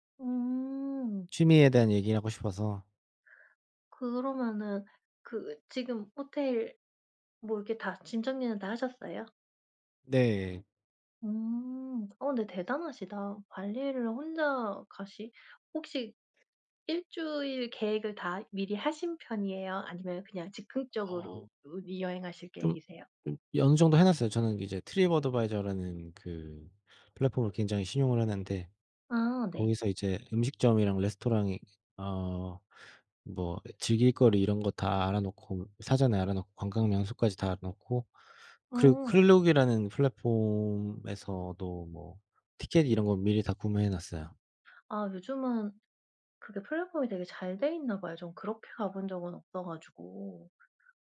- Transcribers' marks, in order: tapping; other background noise
- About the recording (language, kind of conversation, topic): Korean, unstructured, 취미가 스트레스 해소에 어떻게 도움이 되나요?
- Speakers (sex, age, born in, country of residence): female, 35-39, South Korea, South Korea; male, 30-34, South Korea, Germany